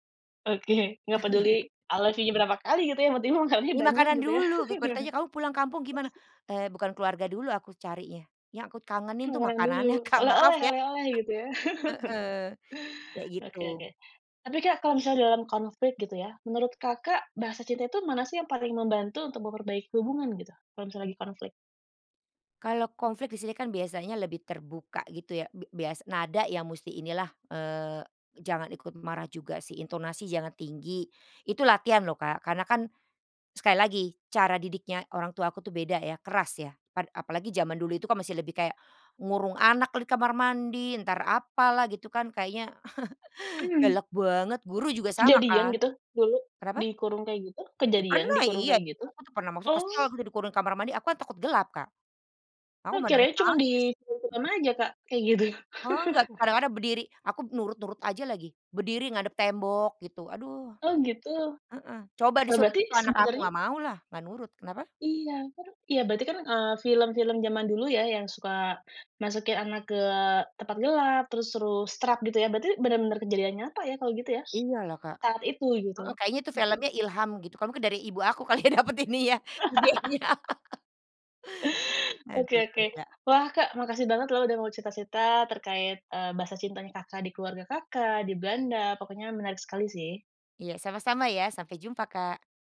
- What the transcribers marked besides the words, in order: chuckle; in English: "i love you-nya"; chuckle; chuckle; tapping; other background noise; chuckle; unintelligible speech; chuckle; laugh; laughing while speaking: "kali ya dapet ininya, idenya"; laugh
- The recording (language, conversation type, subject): Indonesian, podcast, Apa arti bahasa cinta dalam keluarga menurutmu?